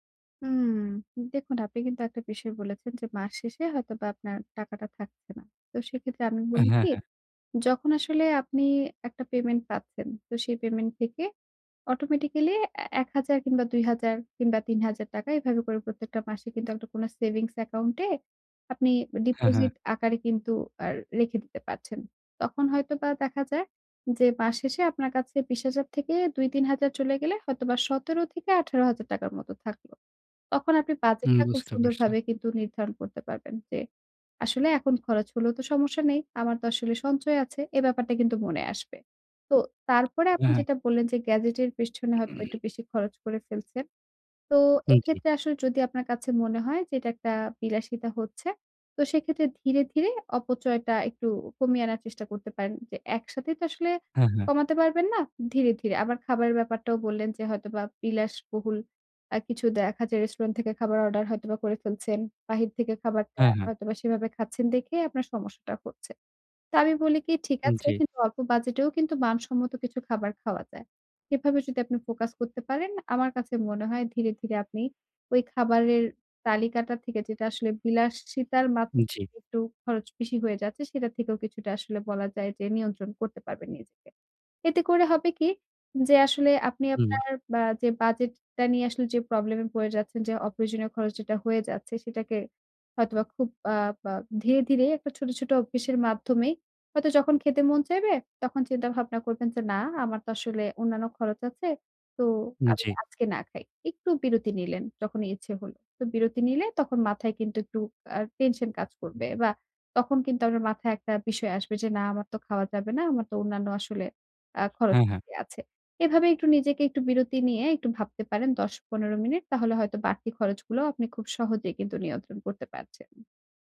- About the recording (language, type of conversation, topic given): Bengali, advice, ব্যয় বাড়তে থাকলে আমি কীভাবে সেটি নিয়ন্ত্রণ করতে পারি?
- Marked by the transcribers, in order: in English: "সেভিংস account"; in English: "ডিপোজিট"; throat clearing